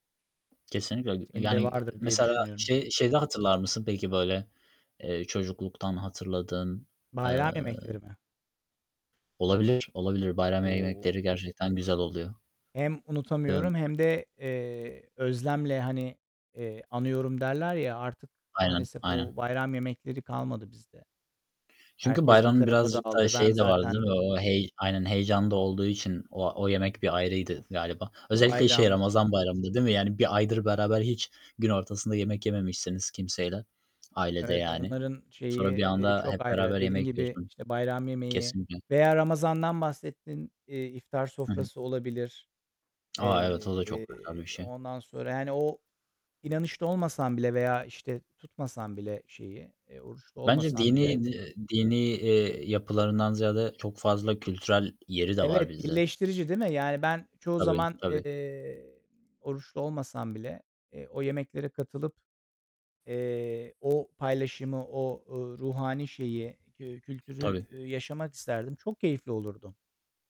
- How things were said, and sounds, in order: other background noise; distorted speech; other noise; tapping; sad: "artık maalesef o bayram yemekleri kalmadı bizde"
- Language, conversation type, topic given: Turkish, unstructured, Unutamadığın bir yemek anın var mı?